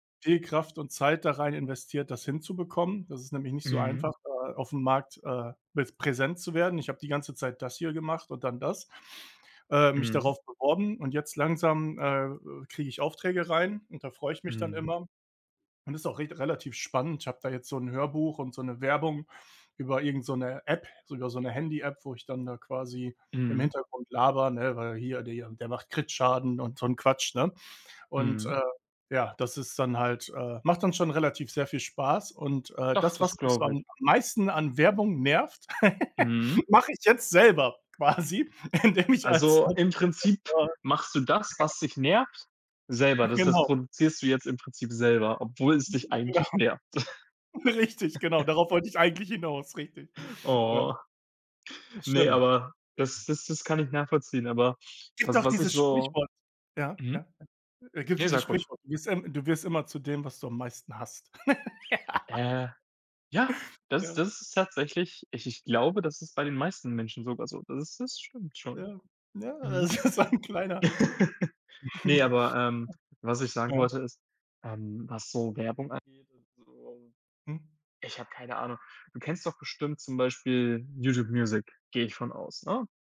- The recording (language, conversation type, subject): German, unstructured, Was nervt dich an der Werbung am meisten?
- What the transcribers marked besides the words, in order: other background noise; chuckle; laughing while speaking: "quasi, indem ich als"; in English: "Voice Actor"; chuckle; laughing while speaking: "genau. Richtig"; chuckle; laugh; laughing while speaking: "ist so 'n kleiner"; chuckle